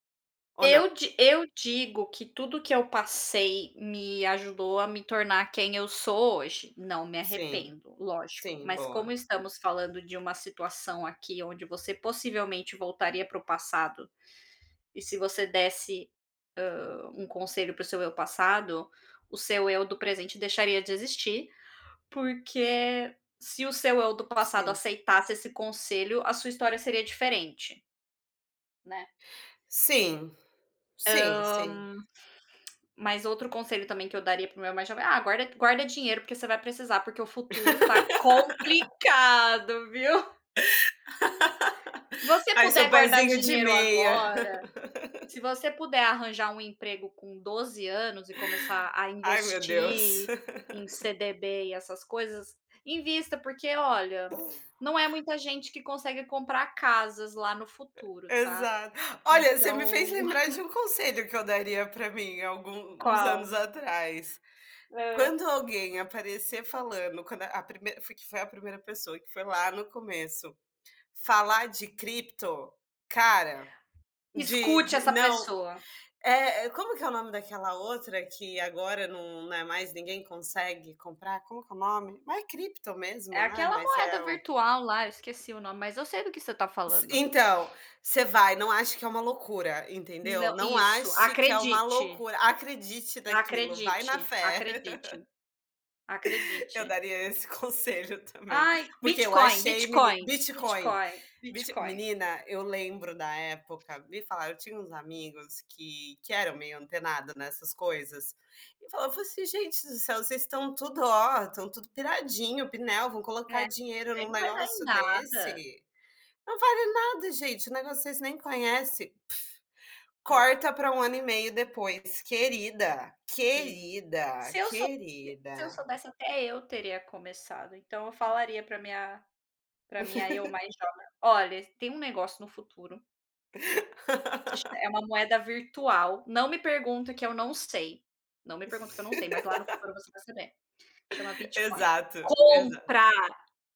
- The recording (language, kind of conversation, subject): Portuguese, unstructured, Qual conselho você daria para o seu eu mais jovem?
- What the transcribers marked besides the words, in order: tapping; lip smack; laugh; laugh; other background noise; laugh; laugh; chuckle; sniff; laugh; chuckle; scoff; other noise; laugh; laugh; laugh; stressed: "compra"